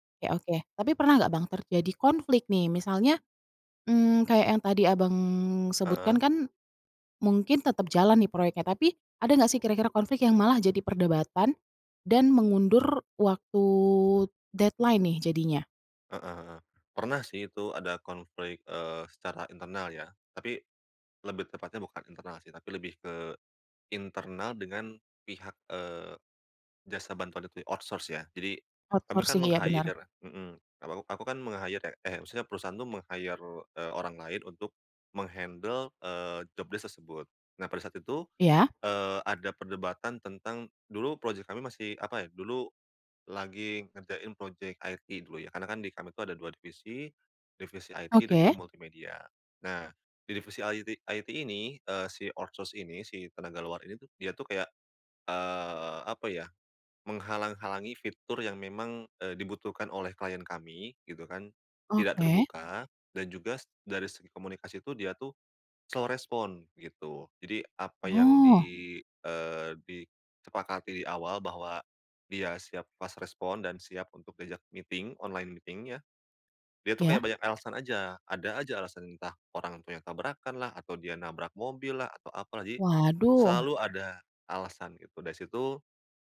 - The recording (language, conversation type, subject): Indonesian, podcast, Bagaimana kamu menyeimbangkan pengaruh orang lain dan suara hatimu sendiri?
- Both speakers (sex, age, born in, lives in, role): female, 30-34, Indonesia, Indonesia, host; male, 30-34, Indonesia, Indonesia, guest
- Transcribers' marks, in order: in English: "deadline"; in English: "outsource"; in English: "Outsourcing"; in English: "meng-hire"; in English: "meng-hire"; in English: "meng-hire"; in English: "meng-handle"; in English: "job desk"; in English: "IT"; in English: "IT"; in English: "IT IT"; in English: "outsource"; in English: "slow respond"; in English: "fast respond"; in English: "meeting"; in English: "meeting"